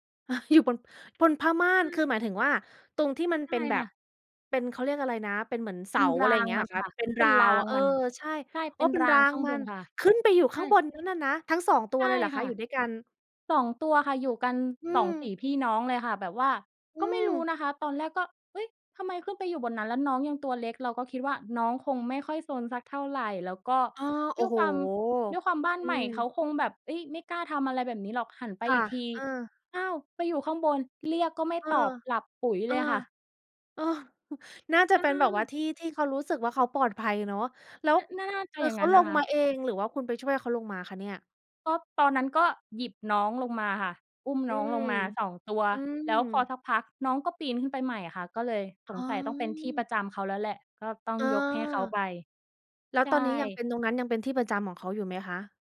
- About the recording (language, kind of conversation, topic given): Thai, podcast, คุณมีเรื่องประทับใจเกี่ยวกับสัตว์เลี้ยงที่อยากเล่าให้ฟังไหม?
- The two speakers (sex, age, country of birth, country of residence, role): female, 30-34, Thailand, Thailand, guest; female, 35-39, Thailand, United States, host
- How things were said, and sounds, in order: chuckle; tapping; other background noise; surprised: "ขึ้นไปอยู่ข้างบนนั้นอะนะ"